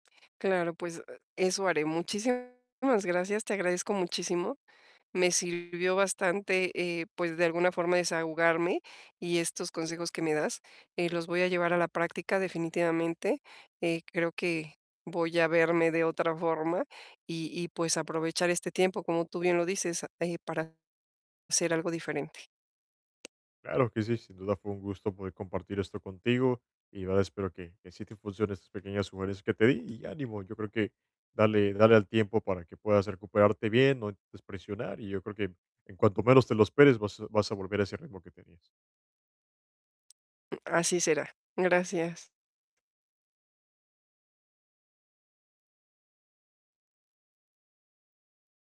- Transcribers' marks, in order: distorted speech; tapping; other noise
- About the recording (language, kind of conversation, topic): Spanish, advice, ¿Cómo puedo ser más compasivo conmigo mismo y aprender después de un tropiezo?